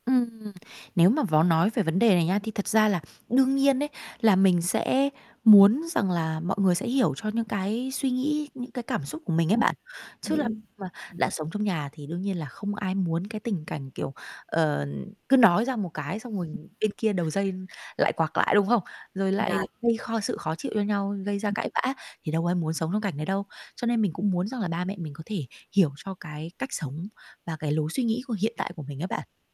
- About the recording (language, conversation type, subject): Vietnamese, advice, Bạn cảm thấy bị người thân phán xét như thế nào vì chọn lối sống khác với họ?
- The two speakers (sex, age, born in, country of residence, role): female, 30-34, Vietnam, Vietnam, user; female, 35-39, Vietnam, Vietnam, advisor
- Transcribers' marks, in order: distorted speech; static; other background noise; unintelligible speech; tapping